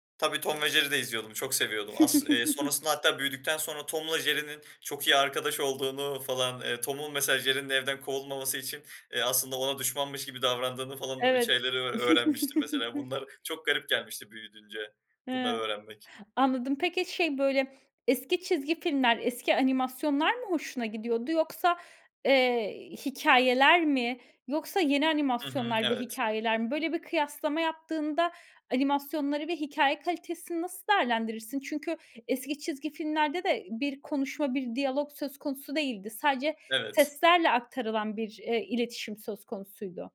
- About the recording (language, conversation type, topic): Turkish, podcast, Çocukken en sevdiğin çizgi film ya da kahraman kimdi?
- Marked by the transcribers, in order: other background noise; chuckle; chuckle; "büyüyünce" said as "büyüdünce"; tapping